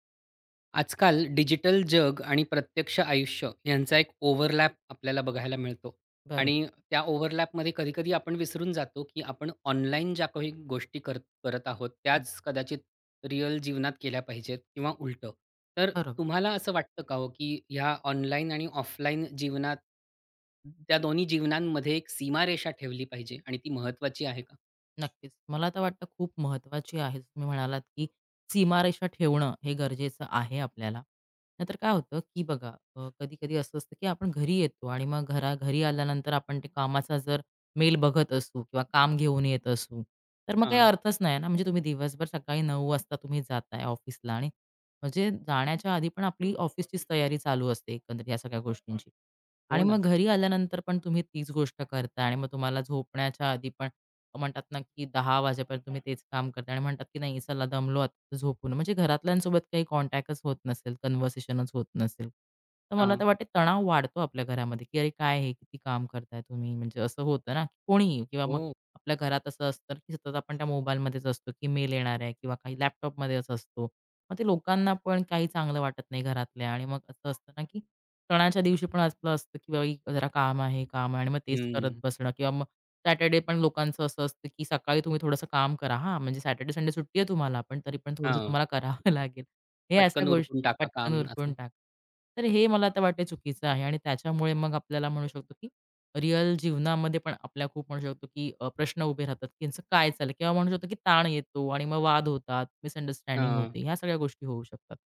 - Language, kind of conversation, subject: Marathi, podcast, ऑनलाइन आणि प्रत्यक्ष आयुष्यातील सीमारेषा ठरवाव्यात का, आणि त्या का व कशा ठरवाव्यात?
- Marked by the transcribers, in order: in English: "ओव्हरलॅप"; in English: "ओव्हरलॅपमध्ये"; other background noise; tapping; in English: "कॉन्टॅक्टच"; in English: "कन्व्हर्सेशनच"; laughing while speaking: "कराव लागेल"; in English: "मिसअंडरस्टँडिंग"